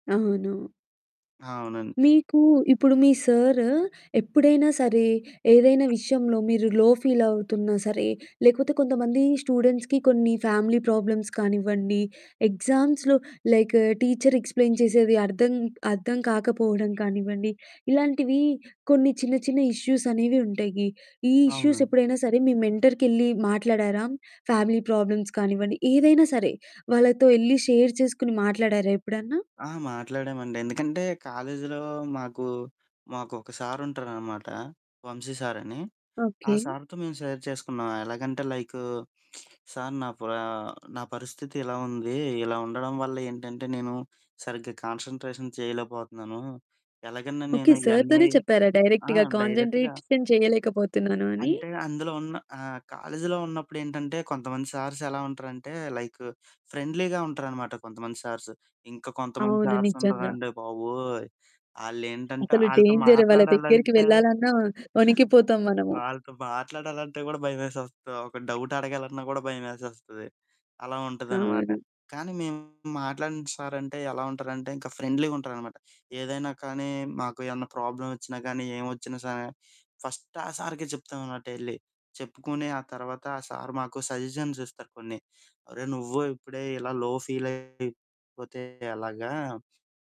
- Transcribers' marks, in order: static; in English: "లో ఫీల్"; other background noise; in English: "స్టూడెంట్స్‌కి"; in English: "ఫ్యామిలీ ప్రాబ్లమ్స్"; in English: "ఎగ్జామ్స్‌లో లైక్ టీచర్ ఎక్స్ప్లెయిన్"; in English: "ఇష్యూస్"; in English: "ఇష్యూస్"; in English: "మెంటర్‌కెళ్ళి"; in English: "ఫ్యామిలీ ప్రాబ్లమ్స్"; in English: "షేర్"; in English: "షేర్"; lip smack; in English: "కాన్సంట్రేషన్"; in English: "డైరెక్ట్‌గా కాన్సంట్రేషన్"; in English: "డైరెక్ట్‌గా"; in English: "సార్స్"; in English: "లైక్ ఫ్రెండ్లీగా"; in English: "సార్స్"; in English: "సార్స్"; in English: "డేంజర్"; giggle; in English: "డౌట్"; distorted speech; in English: "ఫ్రెండ్లీగ"; in English: "ప్రాబ్లమ్"; in English: "ఫస్ట్"; in English: "సజెషన్స్"; in English: "లో"
- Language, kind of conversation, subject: Telugu, podcast, మీ మెంటార్ నుంచి ఒక్క పాఠమే నేర్చుకోవాల్సి వస్తే అది ఏమిటి?